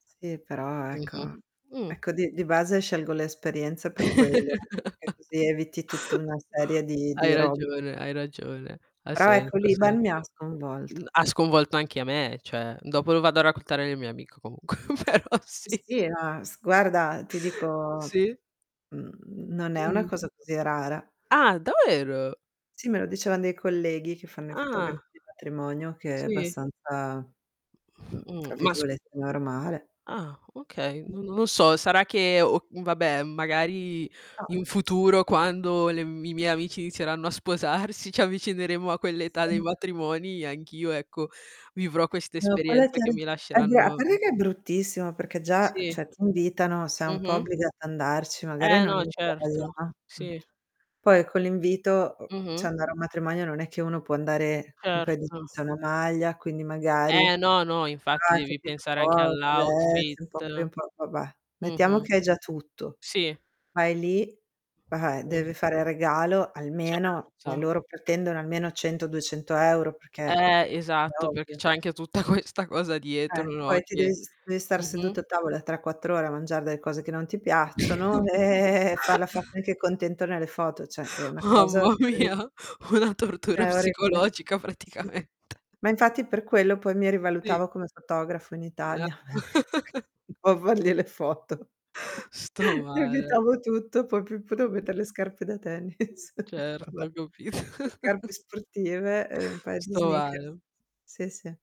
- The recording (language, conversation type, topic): Italian, unstructured, Preferisci i regali materiali o le esperienze indimenticabili?
- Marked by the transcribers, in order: static; tapping; distorted speech; other background noise; chuckle; "cioè" said as "ceh"; chuckle; laughing while speaking: "però sì"; "davvero" said as "davero"; laughing while speaking: "sposarsi"; "cioè" said as "ceh"; "cioè" said as "ceh"; unintelligible speech; unintelligible speech; unintelligible speech; "cioè" said as "ceh"; laughing while speaking: "questa"; chuckle; giggle; unintelligible speech; "cioè" said as "ceh"; laughing while speaking: "Mamma mia, una tortura psicologica praticamente"; chuckle; laughing while speaking: "Un po' a fargli le foto. Mi evitavo tutto"; chuckle; laughing while speaking: "da tennis"; chuckle